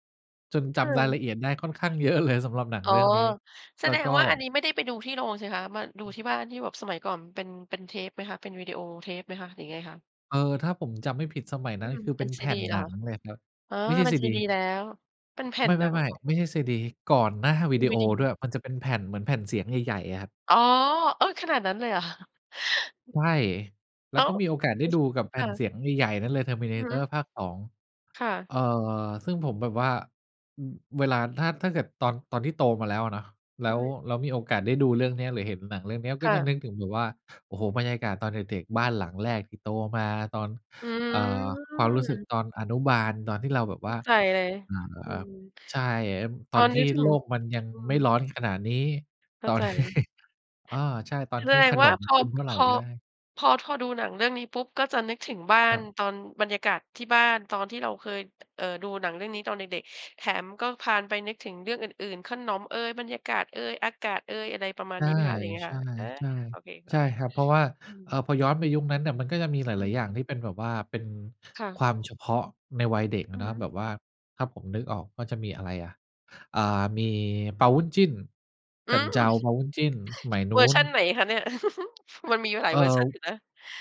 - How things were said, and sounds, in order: laughing while speaking: "เยอะ"; other background noise; laughing while speaking: "คะ ?"; drawn out: "อืม"; laughing while speaking: "ที่"; giggle
- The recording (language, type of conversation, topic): Thai, podcast, หนังเรื่องไหนทำให้คุณคิดถึงความทรงจำเก่าๆ บ้าง?